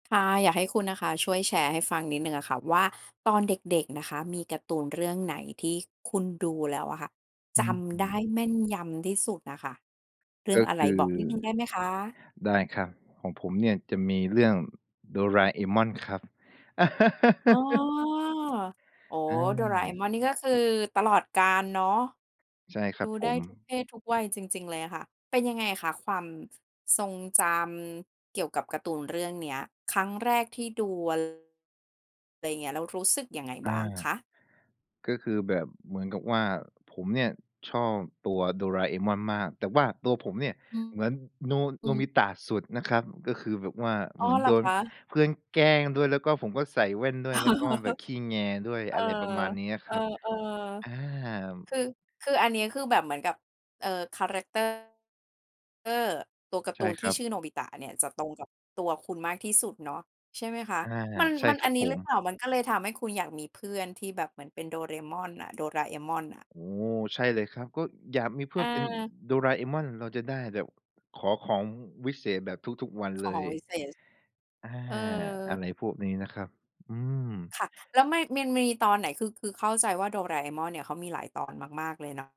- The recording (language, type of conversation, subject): Thai, podcast, ตอนเด็กๆ คุณดูการ์ตูนเรื่องไหนที่ยังจำได้แม่นที่สุด?
- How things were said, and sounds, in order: other background noise; laugh; chuckle